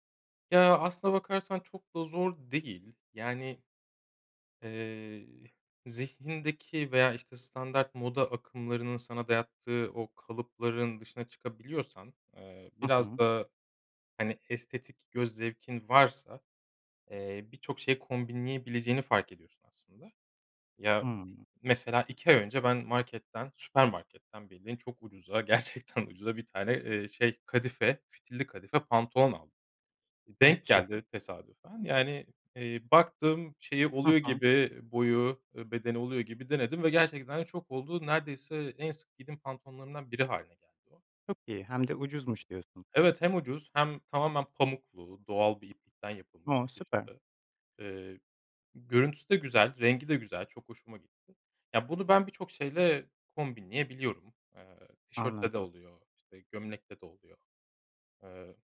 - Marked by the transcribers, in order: laughing while speaking: "gerçekten"; unintelligible speech
- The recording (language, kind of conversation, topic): Turkish, podcast, Giyinirken rahatlığı mı yoksa şıklığı mı önceliklendirirsin?